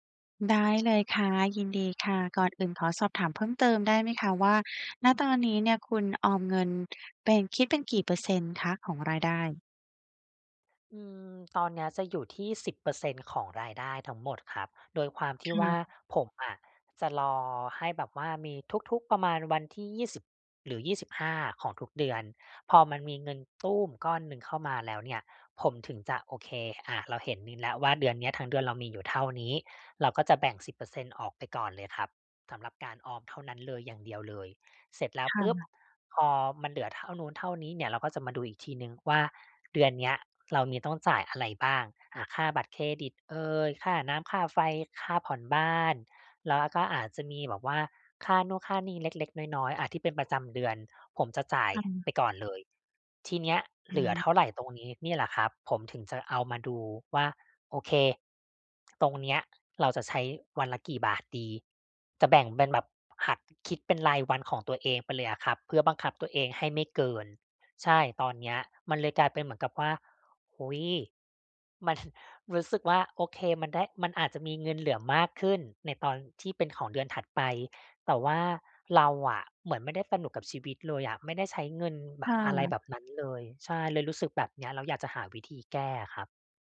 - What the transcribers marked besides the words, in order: other background noise; tapping; laughing while speaking: "มัน"
- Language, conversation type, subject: Thai, advice, จะทำอย่างไรให้สนุกกับวันนี้โดยไม่ละเลยการออมเงิน?